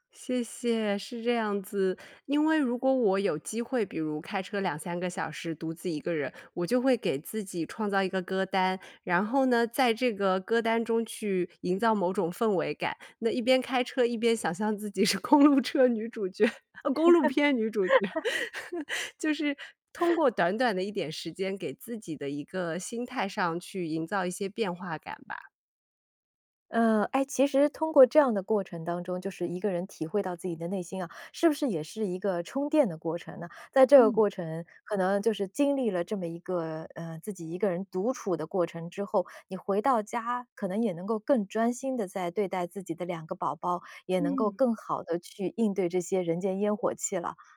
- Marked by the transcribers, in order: laughing while speaking: "公路车女主角，哦公路片女主角"; laugh
- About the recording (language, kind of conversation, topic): Chinese, podcast, 你怎么看待独自旅行中的孤独感？